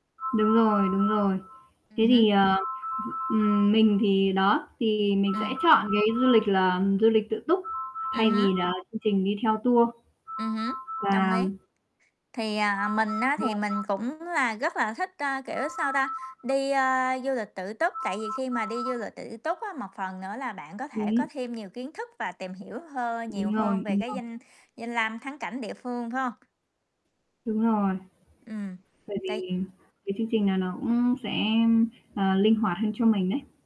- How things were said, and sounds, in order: static; alarm; tapping; unintelligible speech; other background noise; distorted speech; "cũng" said as "ữm"
- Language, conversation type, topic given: Vietnamese, unstructured, Bạn thích đi du lịch tự túc hay đi theo tour hơn, và vì sao?